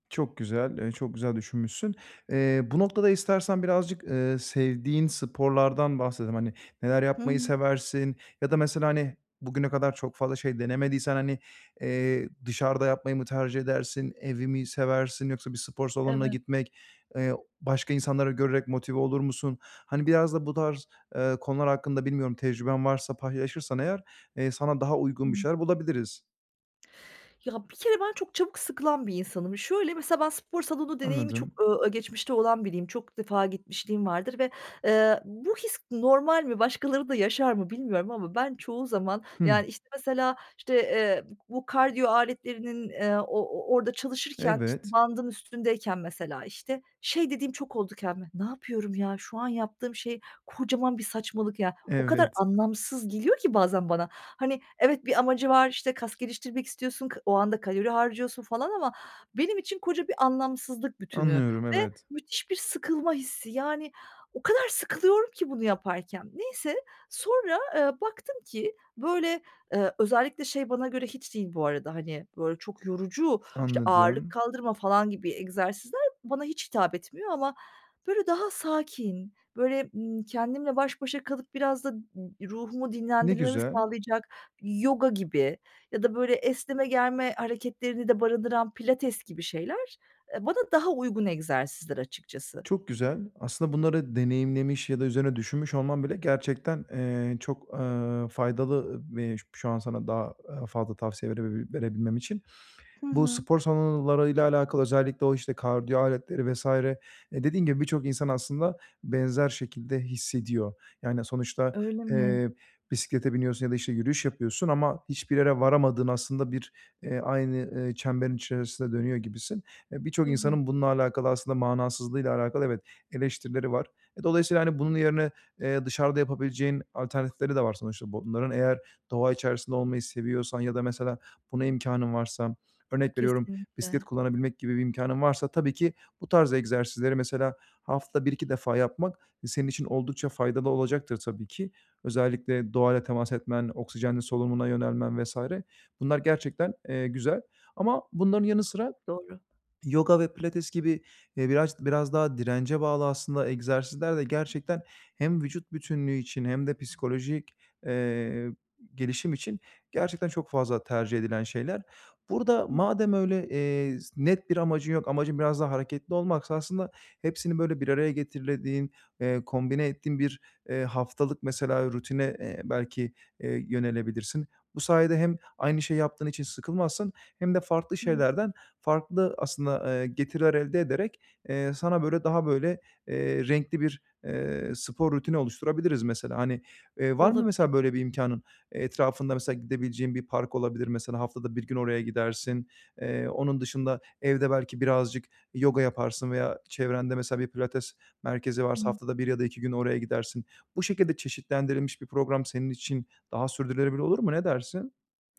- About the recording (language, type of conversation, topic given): Turkish, advice, Motivasyonumu nasıl uzun süre koruyup düzenli egzersizi alışkanlığa dönüştürebilirim?
- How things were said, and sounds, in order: tapping; unintelligible speech; "solunuma" said as "solumuna"; "getirdiğin" said as "getirlediğin"